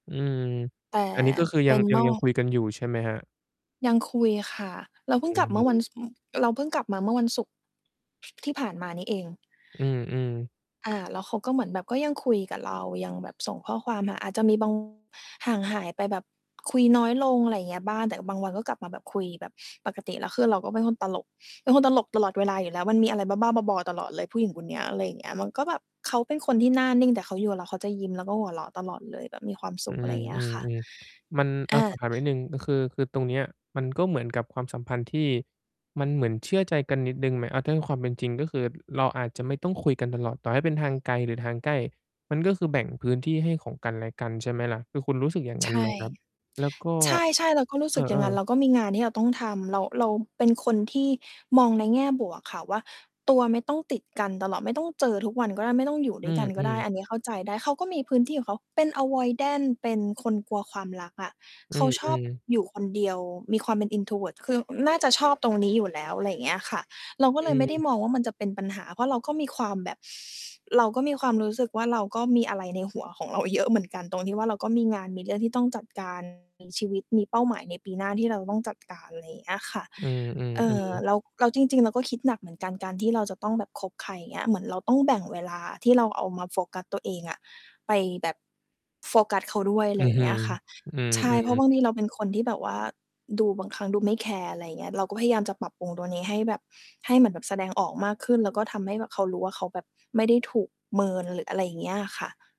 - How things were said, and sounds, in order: tapping; distorted speech; other noise; other background noise; in English: "Avoidant"; mechanical hum; sniff; laughing while speaking: "เยอะ"
- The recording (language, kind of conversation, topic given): Thai, advice, ฉันจะเรียนรู้ที่จะยอมรับความไม่แน่นอนในชีวิตได้อย่างไร?